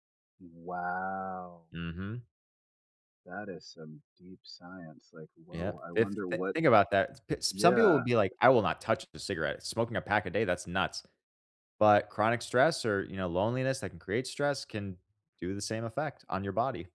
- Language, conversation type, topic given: English, unstructured, What are healthy ways to express anger or frustration?
- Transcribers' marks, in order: drawn out: "Wow"